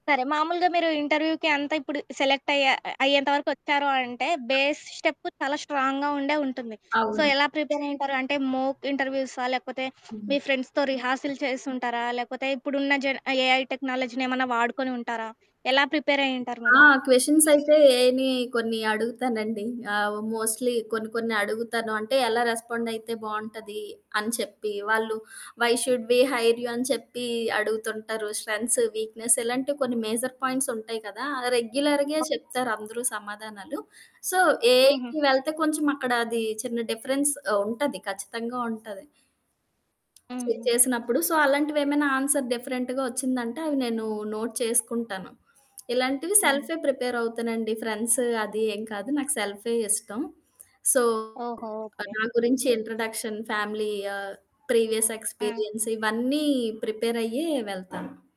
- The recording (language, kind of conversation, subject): Telugu, podcast, ఇంటర్వ్యూకి మీరు ఎలా సిద్ధం అవుతారు?
- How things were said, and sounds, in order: in English: "ఇంటర్వ్యూకి"; in English: "బేస్"; in English: "స్ట్రాంగ్‌గా"; other background noise; in English: "సో"; in English: "ఫ్రెండ్స్‌తో రిహార్సిల్"; in English: "ఏఐ"; in English: "క్వెషన్స్"; in English: "ఏఐని"; in English: "మోస్ట్‌లీ"; in English: "వై షుడ్ వి హైర్ యూ?"; in English: "స్ట్రెంథ్స్, వీక్‌నెస్"; in English: "మేజర్ పాయింట్స్"; in English: "రెగ్యులర్‌గే"; in English: "సో, ఏఐకి"; in English: "డిఫరెన్స్"; in English: "సో"; in English: "ఆన్సర్ డిఫరెంట్‌గా"; in English: "నోట్"; in English: "ప్రిపేర్"; in English: "ఫ్రెండ్స్"; distorted speech; in English: "సో"; in English: "ఇంట్రడక్షన్, ఫ్యామిలీ"; in English: "ప్రీవియస్ ఎక్స్‌పీరియన్స్"